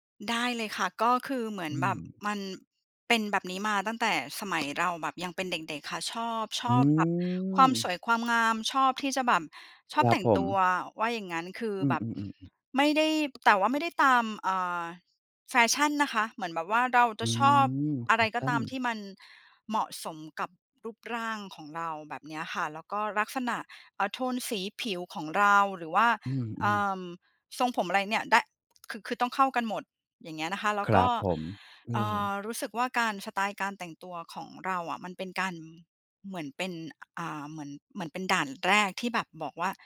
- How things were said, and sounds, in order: tapping; other background noise
- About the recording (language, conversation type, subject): Thai, podcast, สไตล์การแต่งตัวของคุณบอกอะไรเกี่ยวกับตัวคุณบ้าง?